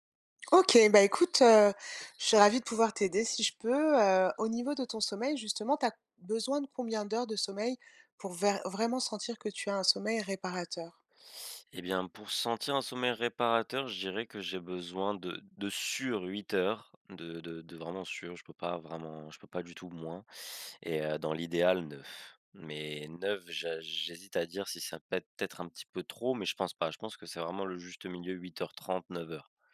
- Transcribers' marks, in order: stressed: "sûr"; "peut être" said as "pètêtre"
- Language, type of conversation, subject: French, advice, Comment puis-je optimiser mon énergie et mon sommeil pour travailler en profondeur ?
- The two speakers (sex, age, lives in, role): female, 50-54, France, advisor; male, 20-24, France, user